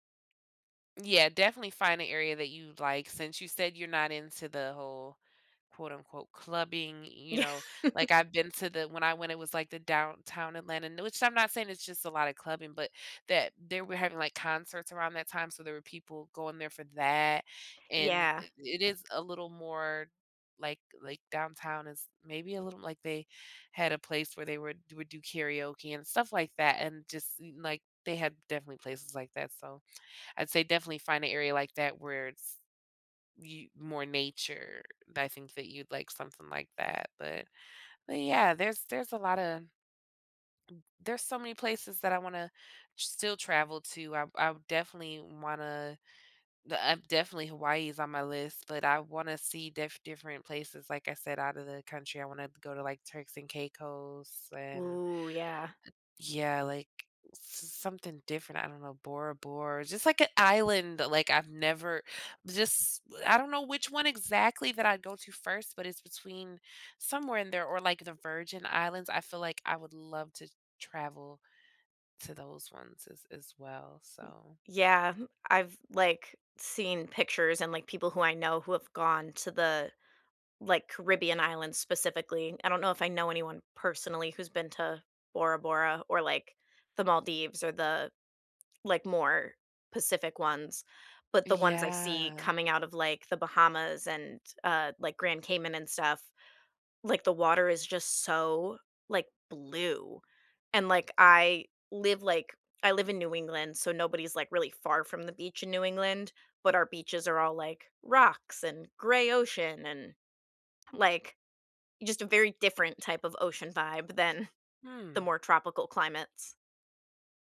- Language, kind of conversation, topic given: English, unstructured, What is your favorite place you have ever traveled to?
- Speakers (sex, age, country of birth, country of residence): female, 30-34, United States, United States; female, 30-34, United States, United States
- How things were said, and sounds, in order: laugh; stressed: "that"; other noise; tapping